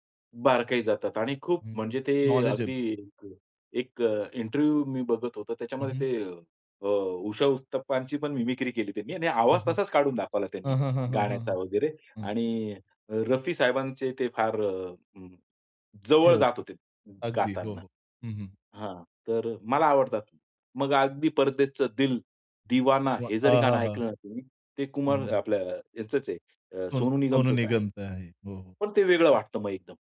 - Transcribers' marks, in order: in English: "इंटरव्ह्यू"; tapping; other background noise
- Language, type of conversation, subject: Marathi, podcast, तुमचा आवडता गायक किंवा गायिका कोण आहे?